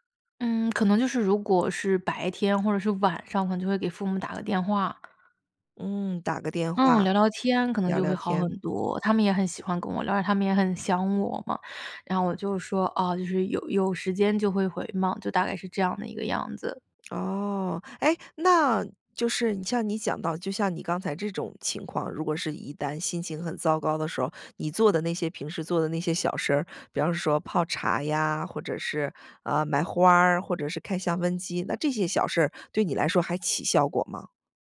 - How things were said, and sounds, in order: other background noise
- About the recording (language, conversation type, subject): Chinese, podcast, 你平常会做哪些小事让自己一整天都更有精神、心情更好吗？